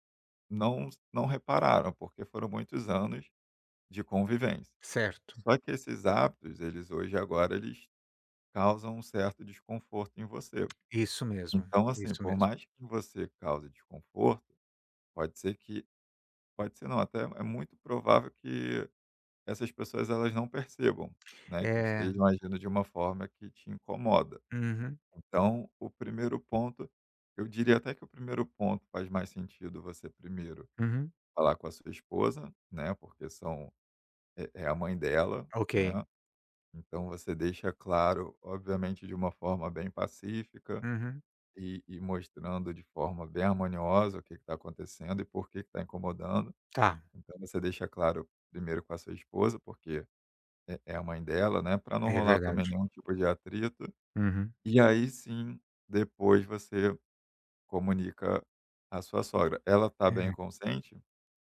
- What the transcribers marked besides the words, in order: tapping
- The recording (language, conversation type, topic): Portuguese, advice, Como lidar com uma convivência difícil com os sogros ou com a família do(a) parceiro(a)?